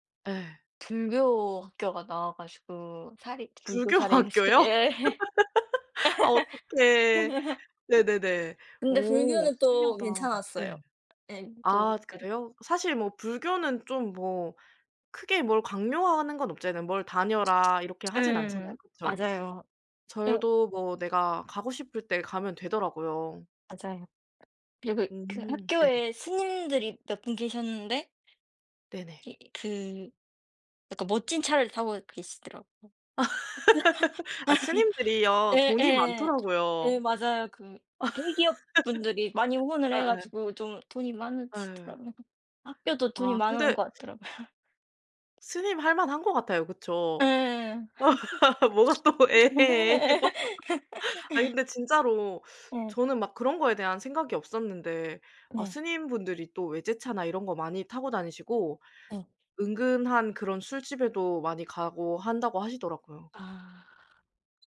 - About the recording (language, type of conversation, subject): Korean, unstructured, 종교 때문에 가족이나 친구와 다툰 적이 있나요?
- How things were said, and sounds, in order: laughing while speaking: "불교 학교요?"; laugh; unintelligible speech; laughing while speaking: "예"; laugh; other background noise; tapping; laugh; laugh; laughing while speaking: "같더라고요"; laugh; laughing while speaking: "뭐가 또 예예, 예에요?"; laugh